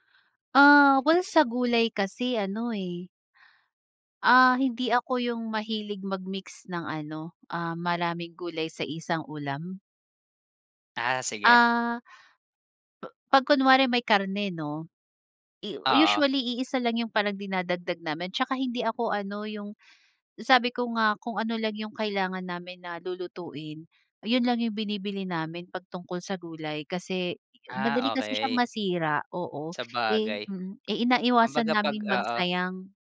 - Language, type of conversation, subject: Filipino, podcast, Ano-anong masusustansiyang pagkain ang madalas mong nakaimbak sa bahay?
- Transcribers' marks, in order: other noise